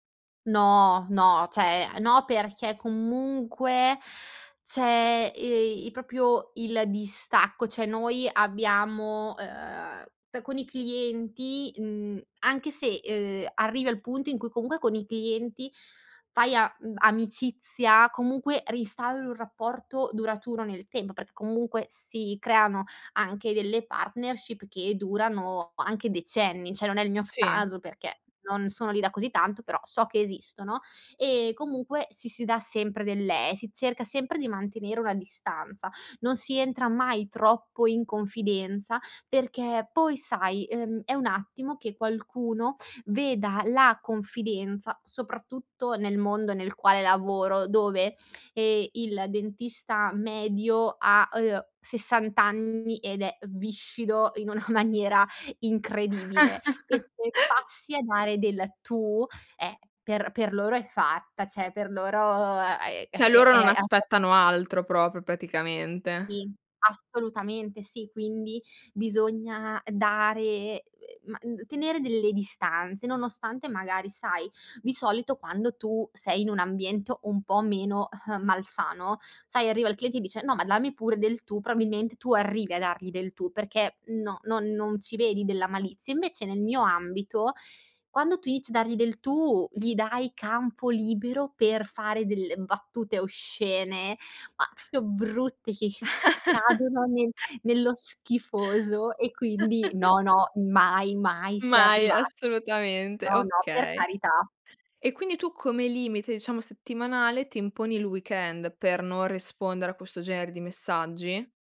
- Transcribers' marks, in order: "Cioè" said as "ceh"; "proprio" said as "propio"; "cioè" said as "ceh"; in English: "partnership"; chuckle; laughing while speaking: "maniera"; tapping; "cioè" said as "ceh"; "Cioè" said as "ceh"; "proprio" said as "propio"; chuckle; giggle; "proprio" said as "popio"
- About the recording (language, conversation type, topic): Italian, podcast, Come gestisci i limiti nella comunicazione digitale, tra messaggi e social media?